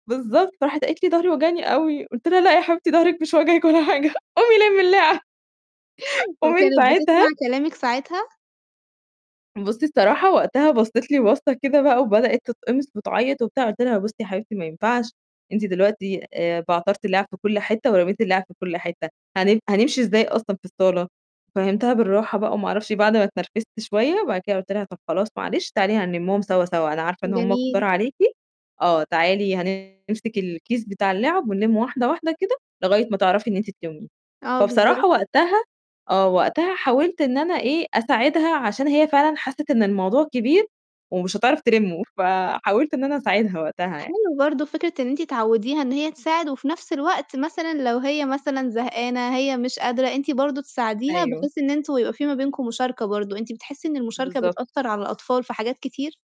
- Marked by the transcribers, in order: laughing while speaking: "لا يا حبيبتي ضهرِك مش واجعِك ولا حاجة قومي لمِّي اللعب"; chuckle; distorted speech
- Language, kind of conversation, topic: Arabic, podcast, إزاي بتعلّم ولادك يبقوا منظمين في البيت؟